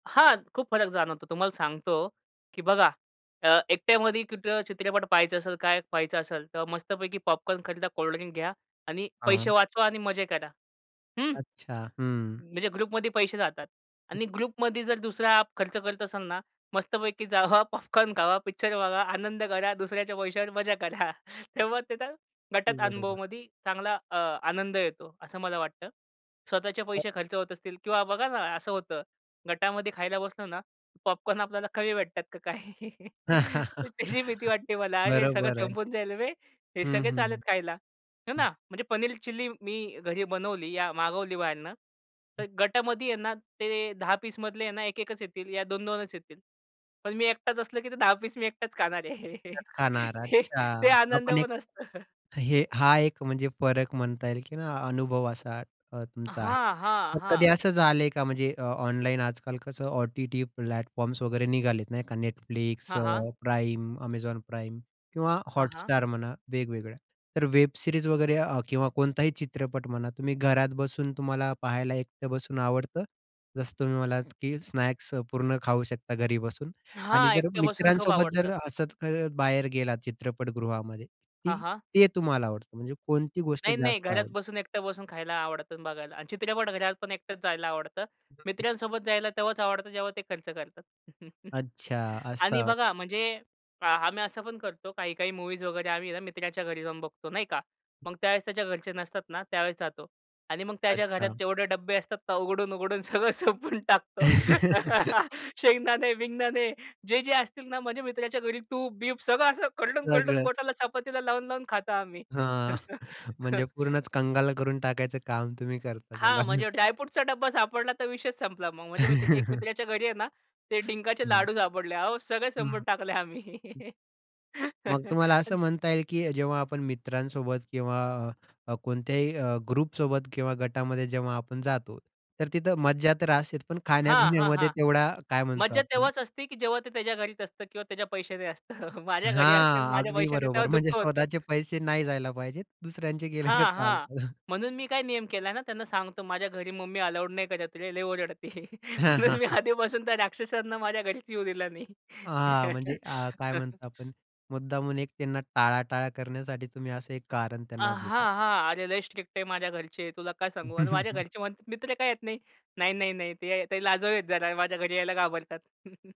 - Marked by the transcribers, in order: in English: "ग्रुपमध्ये"; in English: "ग्रुपमध्ये"; laughing while speaking: "मस्तपैकी जावा पॉपकॉर्न खावा, पिक्चर बघा आनंद करा, दुसऱ्याच्या पैशावर मजा करा"; other noise; laughing while speaking: "कमी भेटतात का काय"; laugh; laughing while speaking: "ते दहा पीस मी एकटाच खाणार आहे. ते ते आनंद पण असतं"; in English: "प्लॅटफॉर्म्स"; tapping; in English: "वेब सीरीज"; unintelligible speech; chuckle; laugh; laughing while speaking: "सगळं सोपवून टाकतो. शेंगदाणे-बिंगदानणे जे … लावून-लावून खातो आम्ही"; laughing while speaking: "सगळं"; chuckle; chuckle; other background noise; chuckle; in English: "ग्रुपसोबत"; laughing while speaking: "खाण्यापिण्यामध्ये"; laughing while speaking: "माझ्या घरी असतील, माझ्या पैशाने तेव्हा दुःख होतं"; laughing while speaking: "म्हणजे स्वतःचे पैसे नाही जायला पाहिजेत, दुसऱ्यांचे गेले तर चालतं"; in English: "अलाऊड"; laughing while speaking: "म्हणून मी आधीपासून त्या राक्षसांना माझ्या घरीच येऊ दिला नाही"; in English: "स्ट्रिक्ट"; chuckle; laughing while speaking: "माझ्या घरी यायला घाबरतात"
- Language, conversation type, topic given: Marathi, podcast, एकांतात आणि गटात मनोरंजनाचा अनुभव घेताना काय फरक जाणवतो?